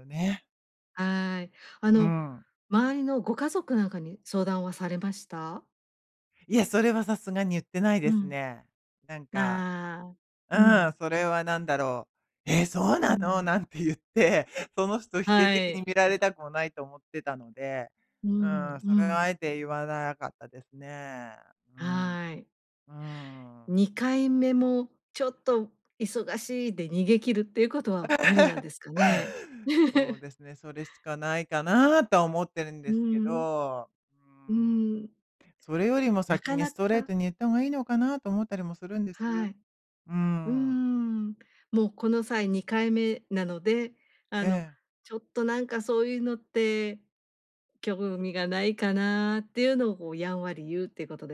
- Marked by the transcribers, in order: laughing while speaking: "なんて言って"; laugh; laugh
- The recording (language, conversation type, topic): Japanese, advice, グループのノリに馴染めないときはどうすればいいですか？